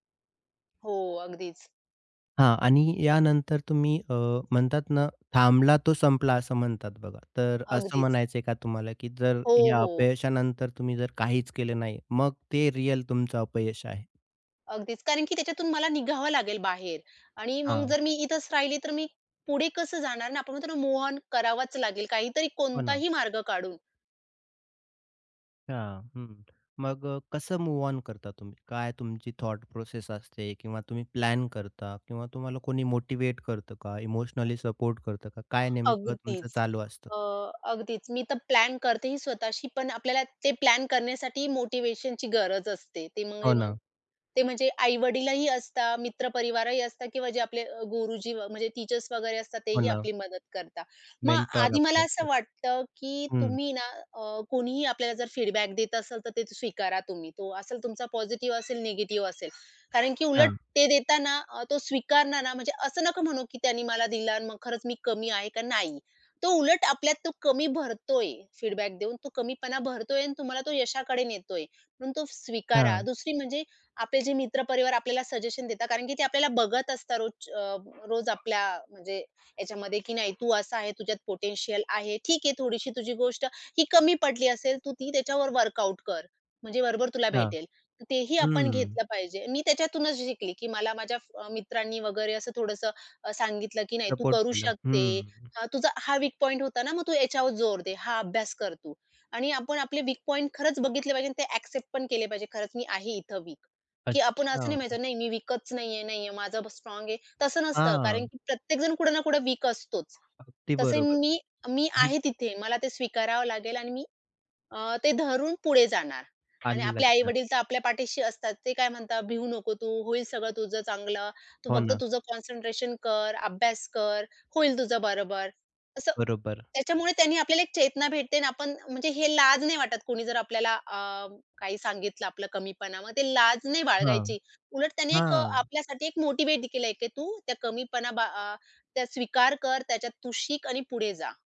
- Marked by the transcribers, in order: in English: "मूव्ह ऑन"; in English: "मूव्ह ऑन"; in English: "थॉट प्रोसेस"; in English: "मेनटोर"; in English: "फीडबॅक"; unintelligible speech; other background noise; in English: "फीडबॅक"; in English: "सजेशन"; in English: "पोटेन्शियल"; in English: "वर्कआउट"
- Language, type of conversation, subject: Marathi, podcast, अपयशानंतर पुन्हा प्रयत्न करायला कसं वाटतं?